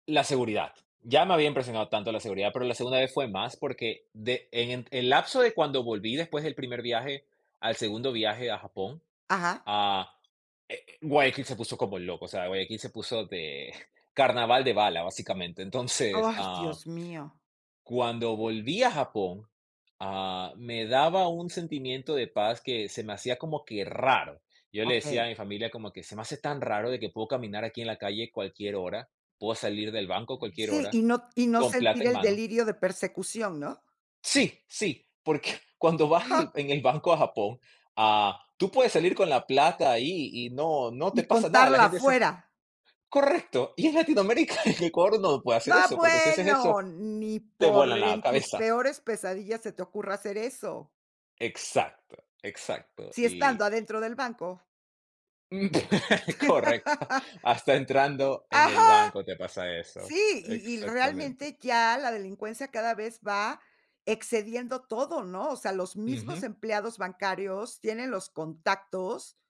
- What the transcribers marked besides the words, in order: chuckle; laughing while speaking: "Entonces"; giggle; laughing while speaking: "y en Latinoamérica"; laugh
- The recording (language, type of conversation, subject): Spanish, podcast, ¿Cómo elegiste entre quedarte en tu país o emigrar?